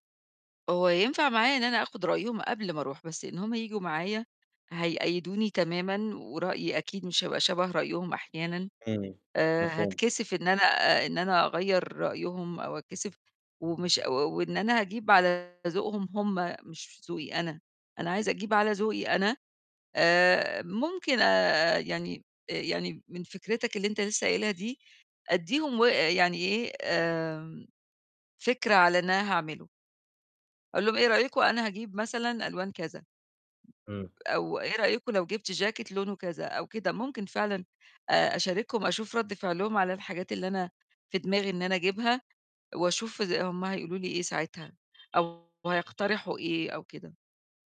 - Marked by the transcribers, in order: horn; distorted speech; other noise; mechanical hum
- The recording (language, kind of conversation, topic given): Arabic, advice, إزاي أغيّر شكلي بالطريقة اللي أنا عايزها من غير ما أبقى خايف من رد فعل اللي حواليا؟